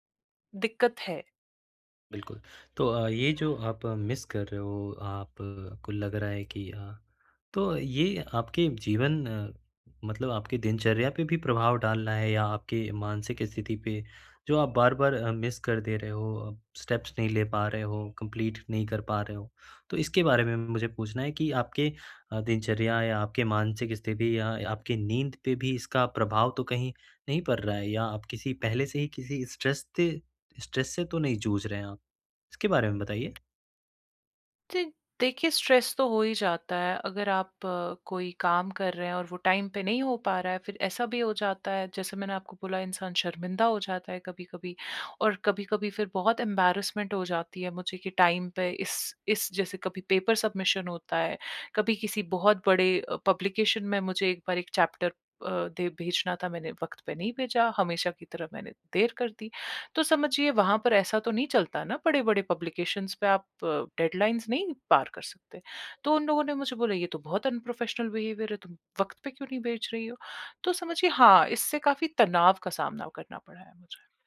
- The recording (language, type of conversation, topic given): Hindi, advice, मैं बार-बार समय-सीमा क्यों चूक रहा/रही हूँ?
- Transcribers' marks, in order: other background noise; in English: "मिस"; in English: "मिस"; in English: "स्टेप्स"; in English: "कंप्लीट"; in English: "स्ट्रेस"; in English: "स्ट्रेस"; tapping; in English: "स्ट्रेस"; in English: "टाइम"; in English: "ऐम्बर्रेसमेंट"; in English: "टाइम"; in English: "पेपर सबमिशन"; in English: "पब्लिकेशन"; in English: "चैप्टर"; in English: "पब्लिकेशंस"; in English: "डेडलाइन्स"; in English: "अनप्रोफेशनल बिहेवियर"